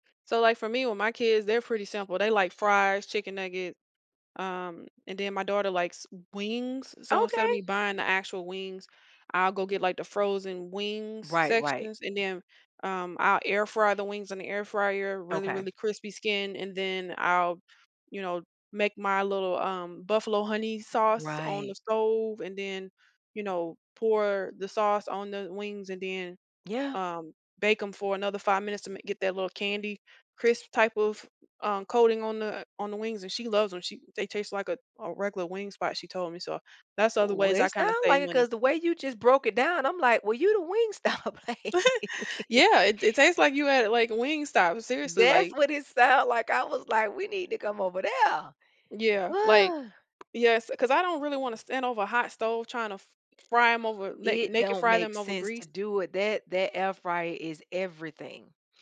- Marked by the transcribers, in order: other background noise; laughing while speaking: "Well, you the Wingstop"; tapping; chuckle; sigh; background speech
- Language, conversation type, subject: English, unstructured, How has the rise of food delivery services impacted our eating habits and routines?